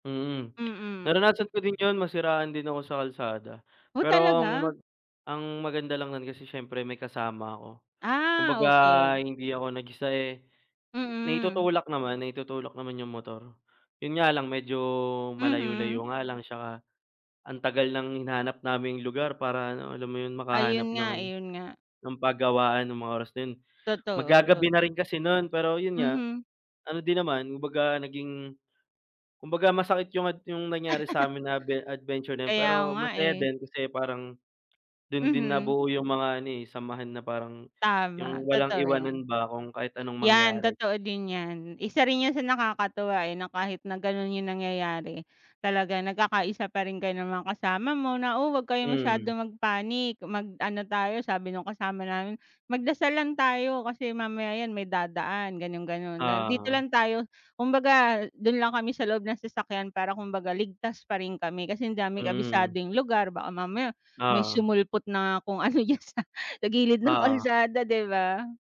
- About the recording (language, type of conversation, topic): Filipino, unstructured, Ano ang pinakamasakit na nangyari habang nakikipagsapalaran ka?
- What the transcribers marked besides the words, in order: laugh; laughing while speaking: "diyan sa gilid ng kalsada 'di ba"